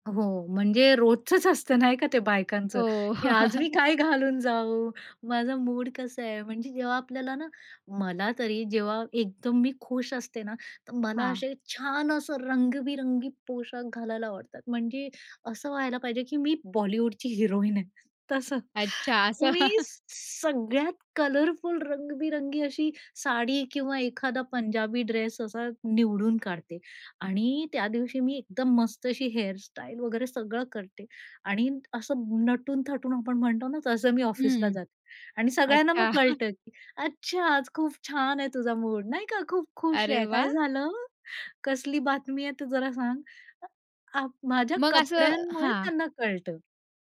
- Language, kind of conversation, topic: Marathi, podcast, तुमच्या कपड्यांतून तुमचा मूड कसा व्यक्त होतो?
- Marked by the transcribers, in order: laughing while speaking: "रोजचंच"; chuckle; joyful: "की आज मी काय घालून जाऊ?"; chuckle; chuckle; tapping; joyful: "काय झालं? कसली बातमी आहे, ते जरा सांग"; other noise